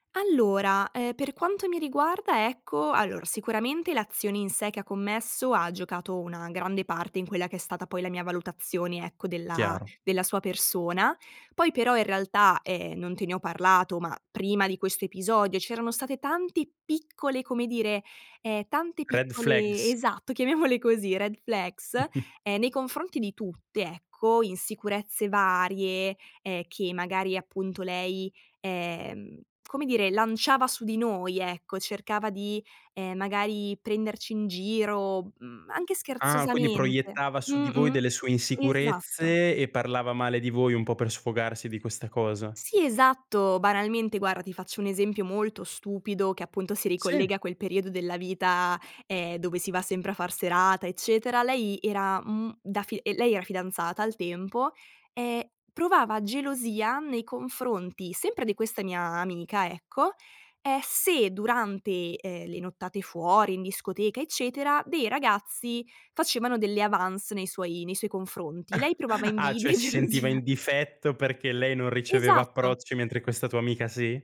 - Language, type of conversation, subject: Italian, podcast, Come si può ricostruire la fiducia dopo un errore?
- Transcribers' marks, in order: in English: "Red flags"; tapping; chuckle; in English: "red flags"; other background noise; "guarda" said as "guara"; chuckle; laughing while speaking: "e gelosia"